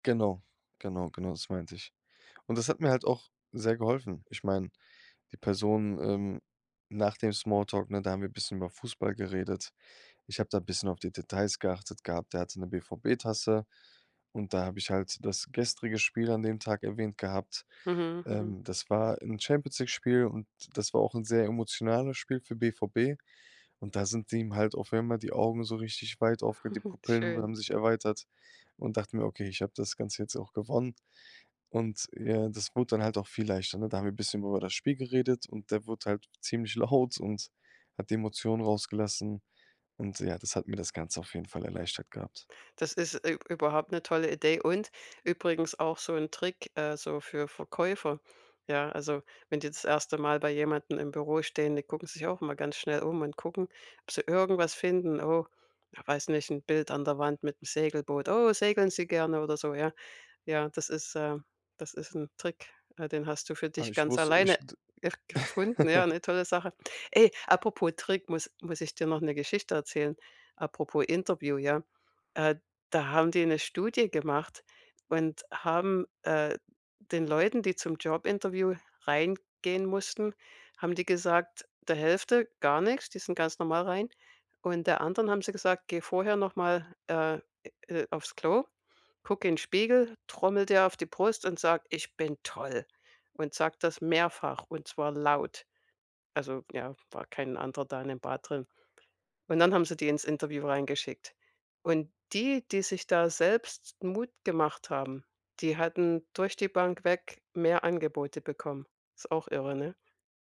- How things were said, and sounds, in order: chuckle; laughing while speaking: "laut"; stressed: "irgendwas"; put-on voice: "Oh"; laugh; other background noise; other noise; stressed: "laut"
- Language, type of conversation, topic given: German, podcast, Hast du Tricks, um dich schnell selbstsicher zu fühlen?